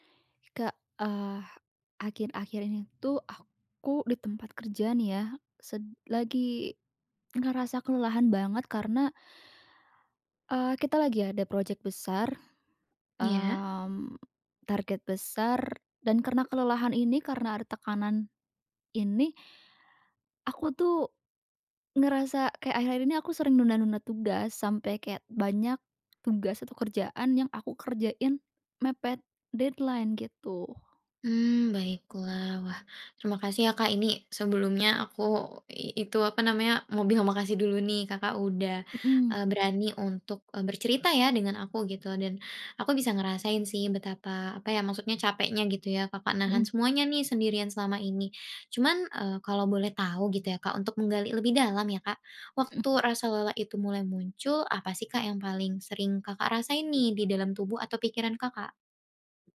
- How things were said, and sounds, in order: in English: "deadline"; other background noise
- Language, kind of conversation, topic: Indonesian, advice, Bagaimana cara berhenti menunda semua tugas saat saya merasa lelah dan bingung?